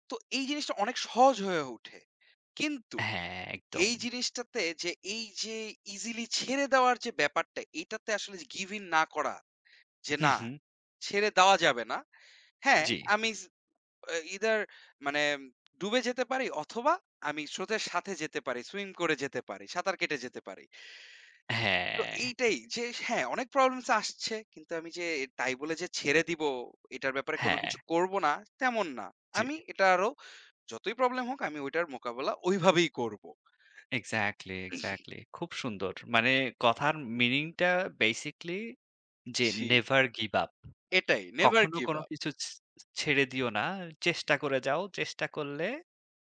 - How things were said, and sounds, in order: in English: "গিভইন"; in English: "ইদার"; throat clearing; in English: "বেসিক্যলি"; in English: "নেভার গিভ আপ"; in English: "নেভার গিভ আপ"
- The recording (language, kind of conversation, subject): Bengali, unstructured, কোন সেলিব্রিটির কোন উক্তি আপনার জীবনে সবচেয়ে বেশি প্রভাব ফেলেছে?
- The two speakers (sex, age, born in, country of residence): male, 25-29, Bangladesh, Bangladesh; male, 30-34, Bangladesh, Germany